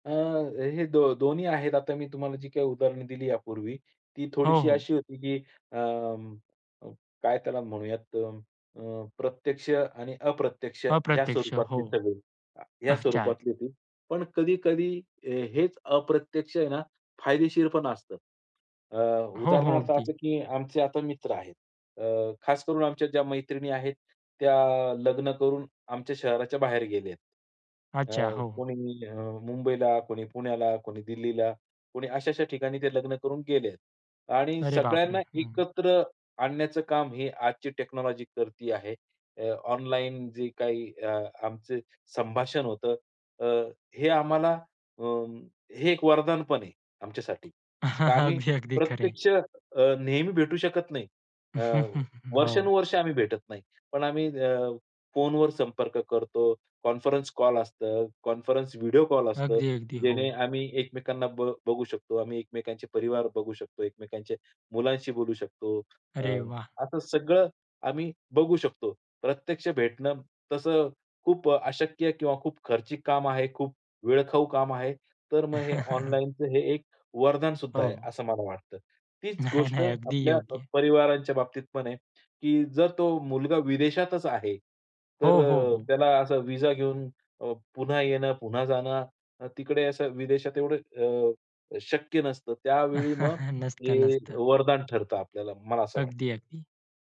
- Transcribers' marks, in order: in English: "टेक्नॉलॉजी"; chuckle; laughing while speaking: "अगदी, अगदी, खरं आहे"; chuckle; chuckle; laughing while speaking: "नाही, नाही"; chuckle
- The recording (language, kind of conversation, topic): Marathi, podcast, ऑनलाइन आणि प्रत्यक्ष संवाद साधताना तुमच्यात काय फरक जाणवतो?